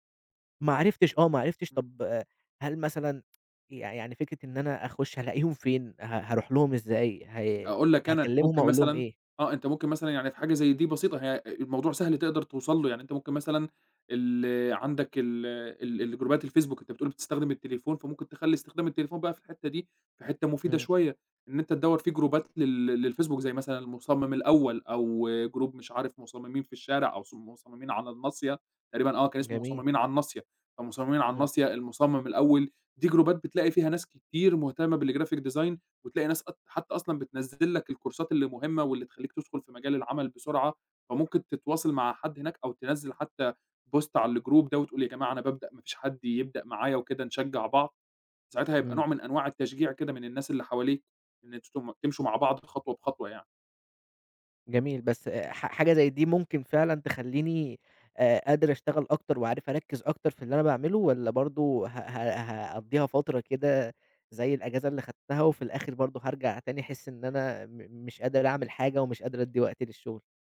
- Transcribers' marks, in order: tapping; in English: "الجروبات"; in English: "جروبات"; in English: "Group"; in English: "جروبات"; in English: "بالGraphic Design"; in English: "الكورسات"; in English: "Post"; in English: "الGroup"; other noise
- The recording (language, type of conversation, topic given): Arabic, advice, إزاي أتعامل مع إحساسي بالذنب عشان مش بخصص وقت كفاية للشغل اللي محتاج تركيز؟